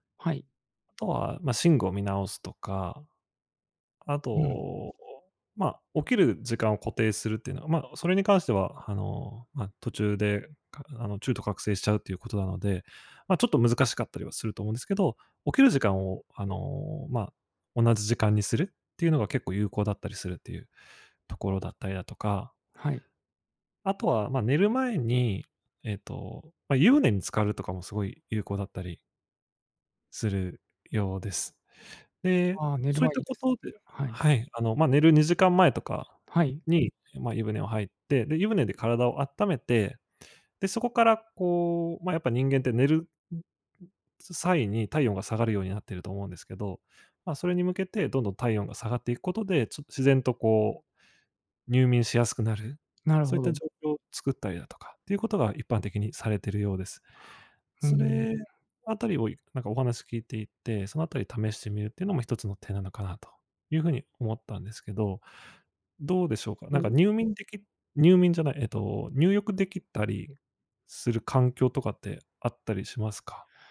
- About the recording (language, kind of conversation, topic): Japanese, advice, 夜なかなか寝つけず毎晩寝不足で困っていますが、どうすれば改善できますか？
- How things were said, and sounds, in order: tapping; other background noise